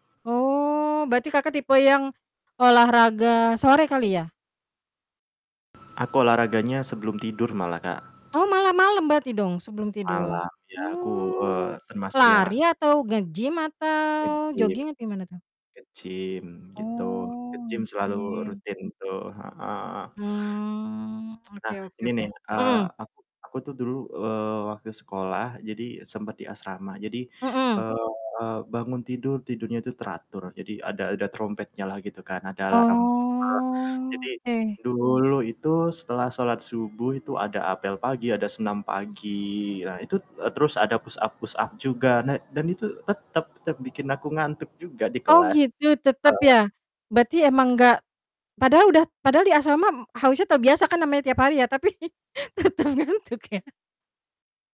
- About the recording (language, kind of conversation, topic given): Indonesian, unstructured, Apa kebiasaan pagi yang paling membantu kamu memulai hari?
- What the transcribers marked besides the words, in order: static; other background noise; drawn out: "Oh"; distorted speech; drawn out: "Oh"; drawn out: "Hmm"; drawn out: "Oh"; in English: "push-up push-up"; laughing while speaking: "Tapi, tetep ngantuk ya?"